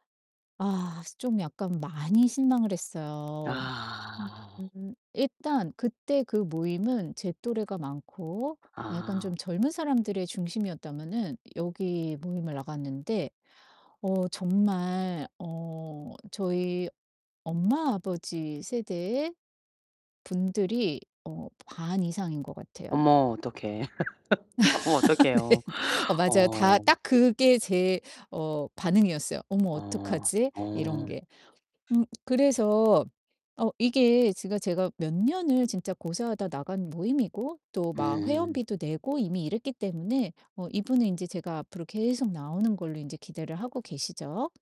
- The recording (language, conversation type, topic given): Korean, advice, 파티나 휴일이 기대와 달라서 실망하거나 피곤할 때는 어떻게 하면 좋을까요?
- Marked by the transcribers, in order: distorted speech; other background noise; laugh; laughing while speaking: "어머"; laughing while speaking: "네"; tapping